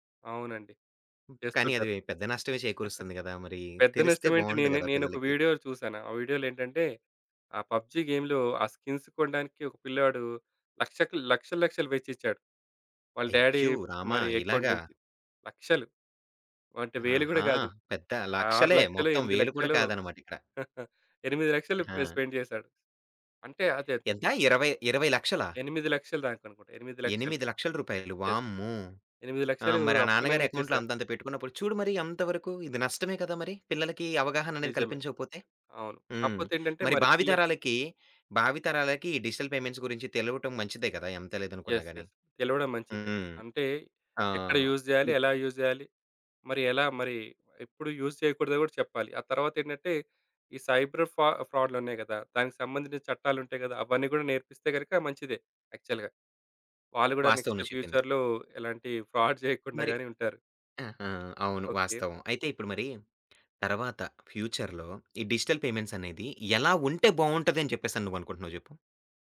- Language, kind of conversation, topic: Telugu, podcast, డిజిటల్ చెల్లింపులు పూర్తిగా అమలులోకి వస్తే మన జీవితం ఎలా మారుతుందని మీరు భావిస్తున్నారు?
- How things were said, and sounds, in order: tapping; chuckle; in English: "పబ్‌జీ గేమ్‌లో"; in English: "స్కిన్స్"; in English: "డ్యాడీ"; in English: "అకౌంట్"; chuckle; in English: "పే స్పెండ్"; in English: "యెస్"; in English: "అకౌంట్‌లో"; in English: "డిజిటల్ పేమెంట్స్"; in English: "యెస్. యెస్"; in English: "యూజ్"; in English: "యూజ్"; other background noise; in English: "యూజ్"; in English: "సైబర్"; in English: "యాక్చువల్‌గా"; in English: "నెక్స్ట్ ఫ్యూచర్‌లో"; in English: "ఫ్రాడ్"; in English: "ఫ్యూచర్‌లో"; in English: "డిజిటల్ పేమెంట్స్"